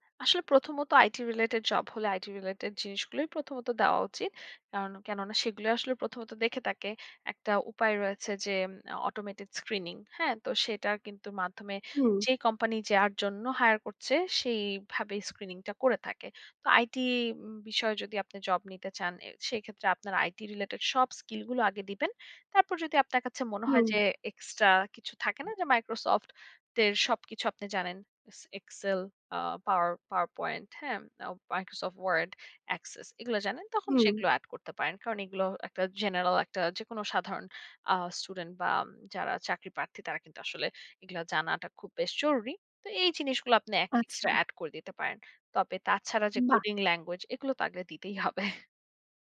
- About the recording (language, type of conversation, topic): Bengali, podcast, সিভি লেখার সময় সবচেয়ে বেশি কোন বিষয়টিতে নজর দেওয়া উচিত?
- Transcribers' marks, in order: in English: "IT related job"; in English: "IT related"; "থাকে" said as "তাকে"; in English: "automated screening"; in English: "hire"; in English: "screening"; in English: "IT related"; in English: "coding language"; laughing while speaking: "হবে"